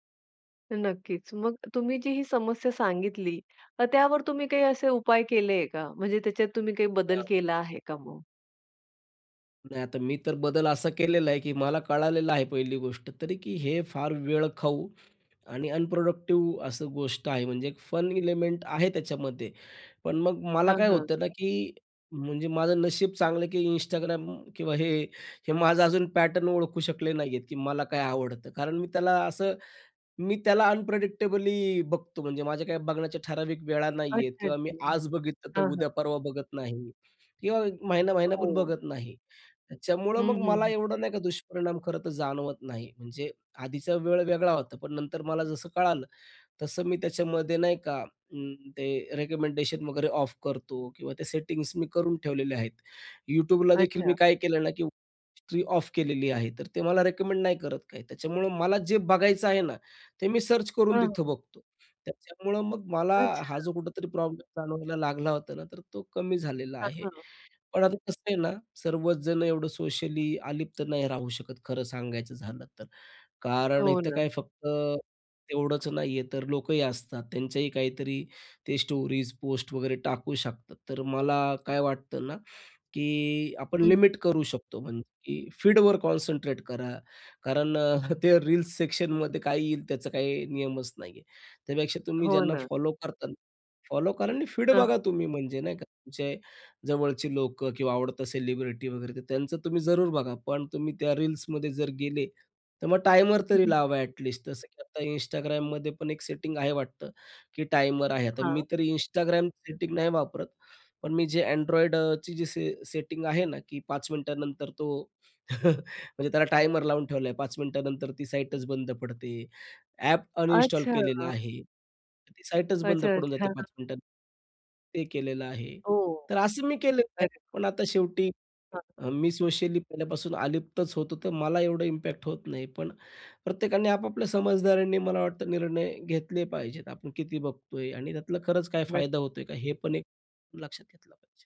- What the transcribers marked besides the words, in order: other background noise; tapping; in English: "अनप्रोडक्टिव"; in English: "एलिमेंट"; in English: "पॅटर्न"; in English: "अनप्रेडिक्टेबली"; in English: "ऑफ"; in English: "ऑफ"; in English: "सर्च"; in English: "स्टोरीज"; in English: "कॉन्सन्ट्रेट"; chuckle; chuckle; in English: "इम्पॅक्ट"
- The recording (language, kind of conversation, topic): Marathi, podcast, लहान स्वरूपाच्या व्हिडिओंनी लक्ष वेधलं का तुला?